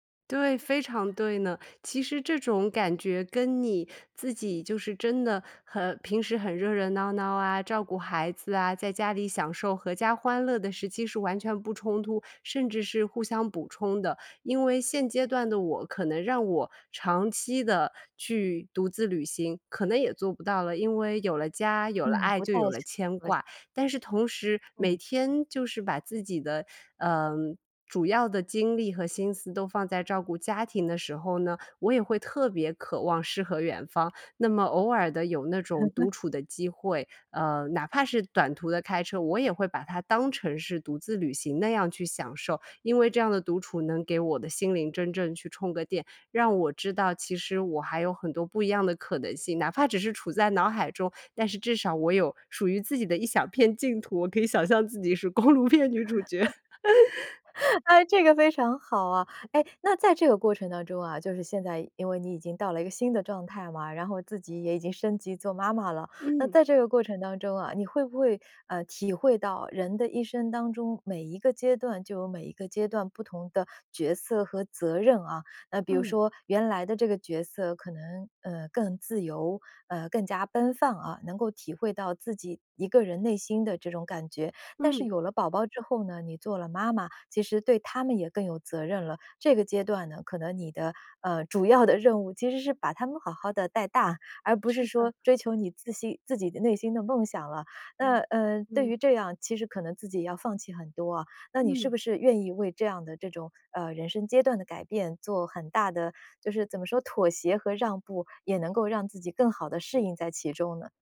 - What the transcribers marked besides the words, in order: laugh; laughing while speaking: "公路片女主角"; laugh; laughing while speaking: "诶，这个非常好啊"; laugh
- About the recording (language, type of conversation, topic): Chinese, podcast, 你怎么看待独自旅行中的孤独感？